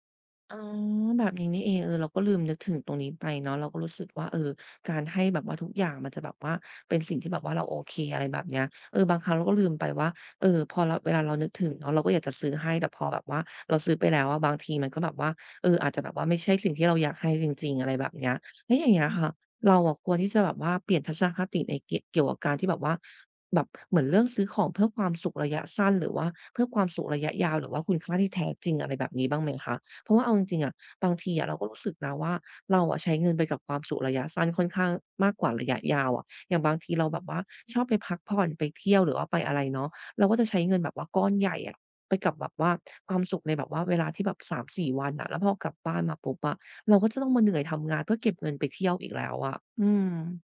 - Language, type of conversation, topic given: Thai, advice, ฉันจะปรับทัศนคติเรื่องการใช้เงินให้ดีขึ้นได้อย่างไร?
- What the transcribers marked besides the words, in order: none